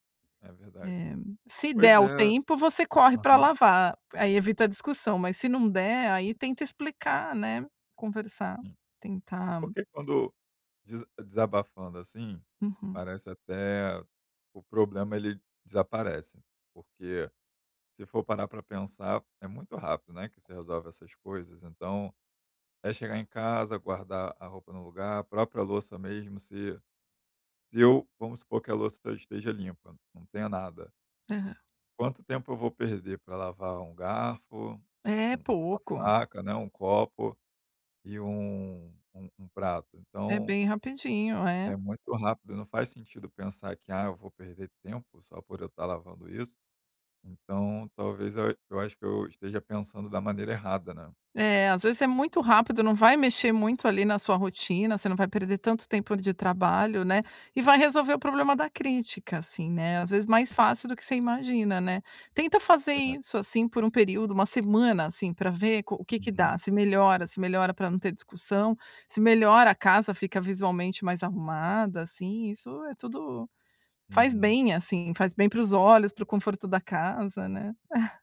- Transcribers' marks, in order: tapping; giggle
- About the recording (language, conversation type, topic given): Portuguese, advice, Como lidar com um(a) parceiro(a) que critica constantemente minhas atitudes?